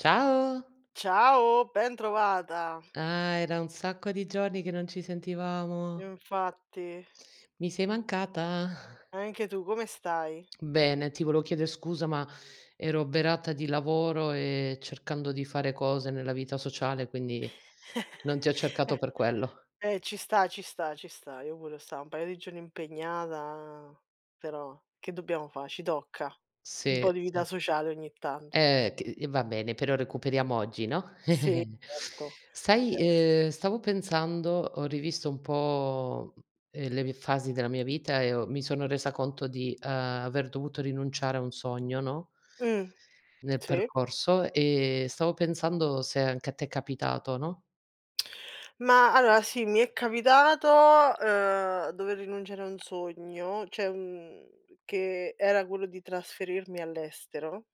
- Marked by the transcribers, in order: put-on voice: "Mi sei mancata"; chuckle; other background noise; "volevo" said as "voleo"; "chiedere" said as "chiedè"; chuckle; tapping; chuckle; "cioè" said as "ceh"
- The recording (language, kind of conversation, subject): Italian, unstructured, Hai mai rinunciato a un sogno? Perché?